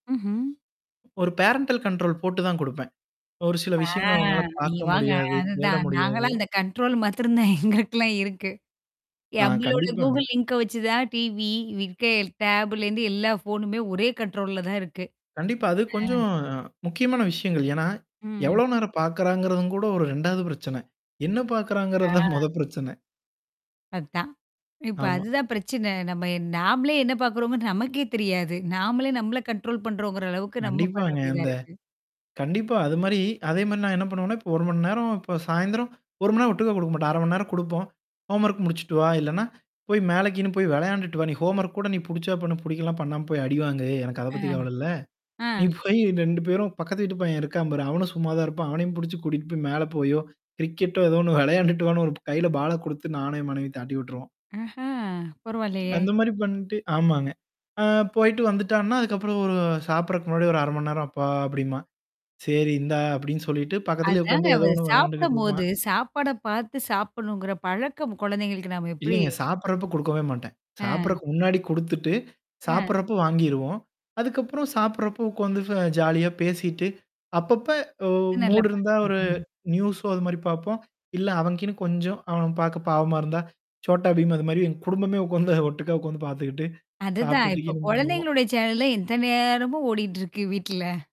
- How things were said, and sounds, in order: in English: "பேரன்டல் கண்ட்ரோல்"; drawn out: "ஆ"; other background noise; in English: "கண்ட்ரோல்"; laughing while speaking: "மத்திரந்தான் எங்களுக்கலாம் இருக்கு"; distorted speech; mechanical hum; in English: "கூகுள் லிங்க"; in English: "டிவி, விக்கெய்ல் டாப்"; in English: "கண்ட்ரோல்"; tapping; static; in English: "கண்ட்ரோல்"; in English: "ஹோம்வொர்க்"; in English: "ஹோம்வொர்க்"; in English: "கிரிக்கெட்"; in English: "நியூஸோ"; in English: "சோட்டாபீம்"; in English: "சேனல்"
- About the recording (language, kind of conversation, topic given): Tamil, podcast, குழந்தைகளுக்கு டிஜிட்டல் பயன்பாட்டில் வரம்பு வைப்பதை நீங்கள் எப்படி அணுகுகிறீர்கள்?